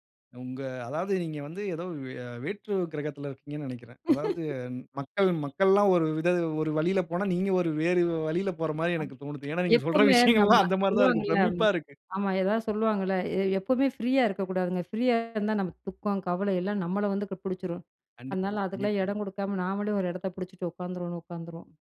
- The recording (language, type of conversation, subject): Tamil, podcast, உங்கள் படைப்புத் திட்டத்திற்கு தினமும் நேரம் ஒதுக்குகிறீர்களா?
- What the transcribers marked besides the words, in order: laugh; laughing while speaking: "விஷயங்கள்லாம் அந்த மாதிரி தான் இருக்கு. பிரமிப்பா இருக்கு"; other background noise